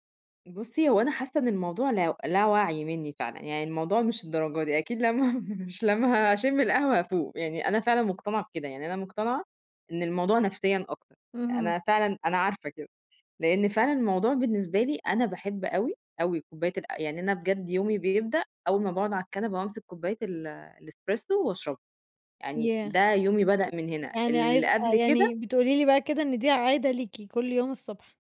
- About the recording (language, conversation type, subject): Arabic, podcast, إيه تأثير السكر والكافيين على نومك وطاقتك؟
- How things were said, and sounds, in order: laughing while speaking: "لمّا مش"